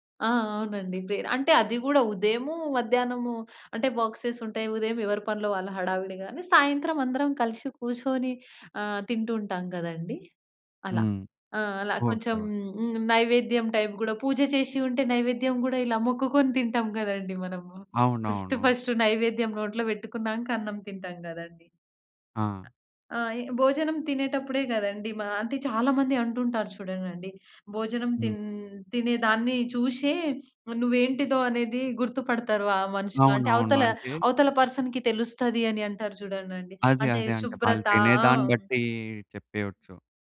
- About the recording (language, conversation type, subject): Telugu, podcast, మీ ఇంట్లో భోజనం ముందు చేసే చిన్న ఆచారాలు ఏవైనా ఉన్నాయా?
- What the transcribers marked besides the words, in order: in English: "ప్రేయర్"; in English: "టైప్"; in English: "ఫస్ట్, ఫస్ట్"; other noise; in English: "పర్సన్‌కి"